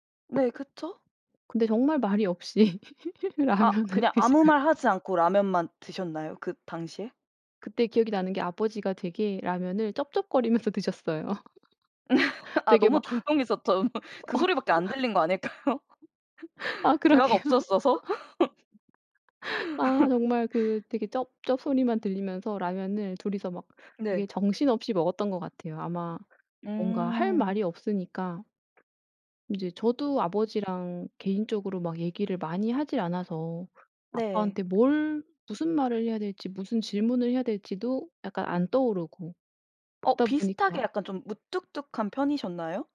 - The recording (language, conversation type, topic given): Korean, podcast, 부모님은 사랑을 어떻게 표현하셨어요?
- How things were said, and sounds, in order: tapping; other background noise; laughing while speaking: "없이 라면을 드셔요"; laugh; laughing while speaking: "드셨어요"; laughing while speaking: "조용해서 더"; laugh; laughing while speaking: "아 그러게요"; laughing while speaking: "아닐까요?"; laugh; laugh